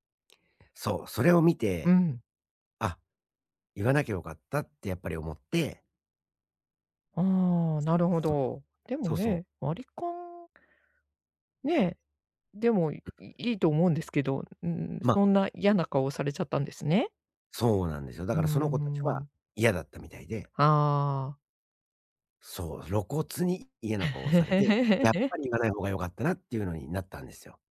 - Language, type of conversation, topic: Japanese, advice, 相手の反応を気にして本音を出せないとき、自然に話すにはどうすればいいですか？
- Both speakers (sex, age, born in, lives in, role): female, 55-59, Japan, Japan, advisor; male, 45-49, Japan, United States, user
- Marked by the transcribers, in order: chuckle